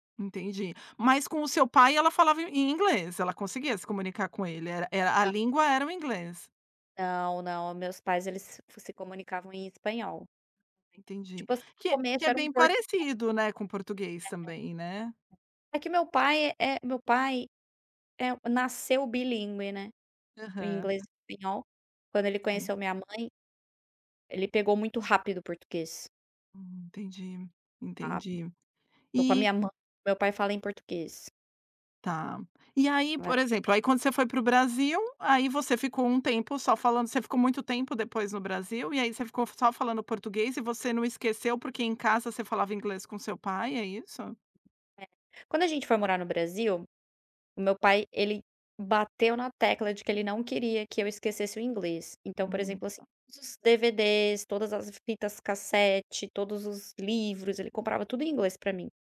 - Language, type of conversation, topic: Portuguese, podcast, Como você decide qual língua usar com cada pessoa?
- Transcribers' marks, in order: other background noise; tapping